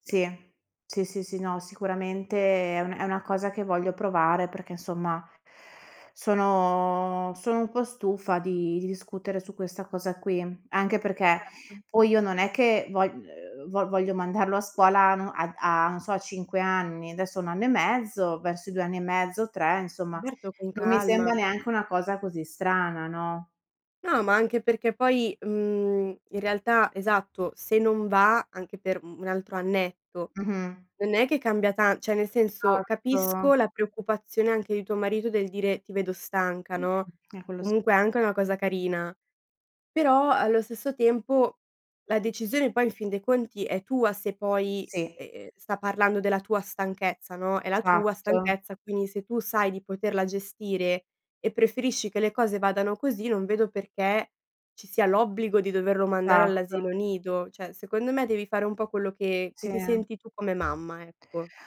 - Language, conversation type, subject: Italian, advice, Come ti senti all’idea di diventare genitore per la prima volta e come vivi l’ansia legata a questo cambiamento?
- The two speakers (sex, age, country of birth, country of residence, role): female, 20-24, Italy, Italy, advisor; female, 30-34, Italy, Italy, user
- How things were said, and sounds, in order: "Certo" said as "berto"; "cioè" said as "ceh"; "Esatto" said as "satto"; other background noise; stressed: "tua"; "Esatto" said as "satto"; "cioè" said as "ceh"; tapping